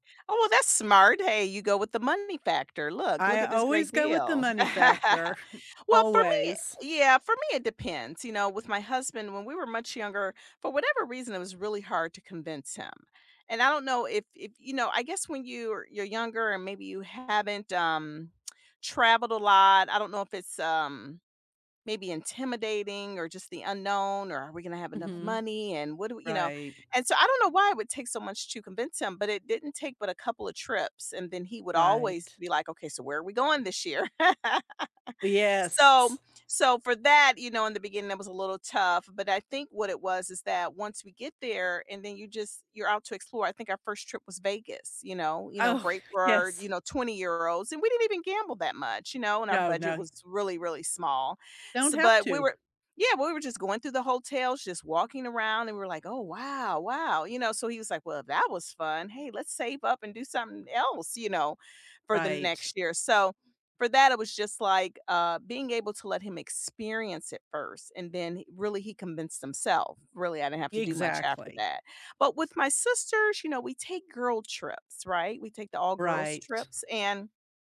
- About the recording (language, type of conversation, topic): English, unstructured, How do you convince friends to join you on trips?
- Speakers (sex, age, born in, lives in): female, 55-59, United States, United States; female, 65-69, United States, United States
- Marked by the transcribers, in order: laugh; chuckle; lip smack; laugh